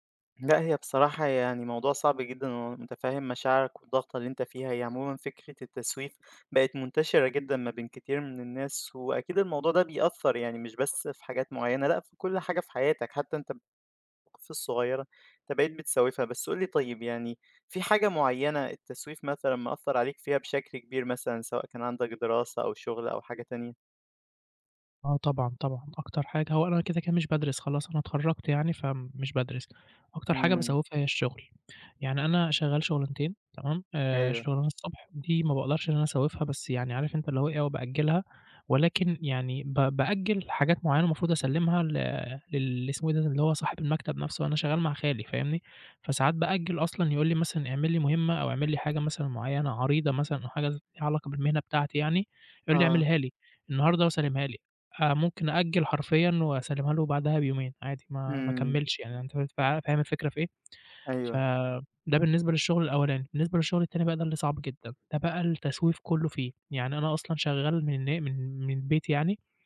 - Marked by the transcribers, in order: tapping
- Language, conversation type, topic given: Arabic, advice, إزاي بتتعامل مع التسويف وتأجيل الحاجات المهمة؟